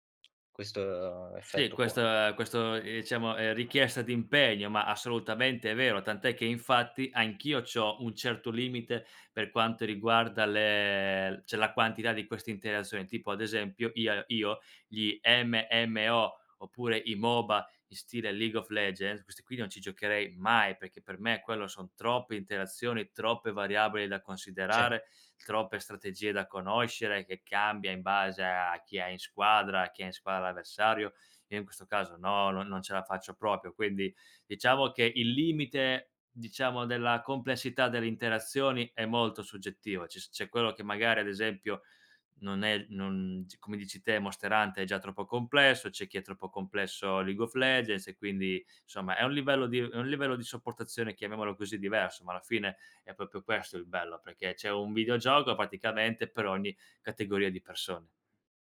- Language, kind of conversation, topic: Italian, podcast, Quale hobby ti fa dimenticare il tempo?
- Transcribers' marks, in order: "diciamo" said as "iciamo"; other background noise; "cioè" said as "ceh"; "interazioni" said as "interasoni"; "proprio" said as "propio"; "proprio" said as "propio"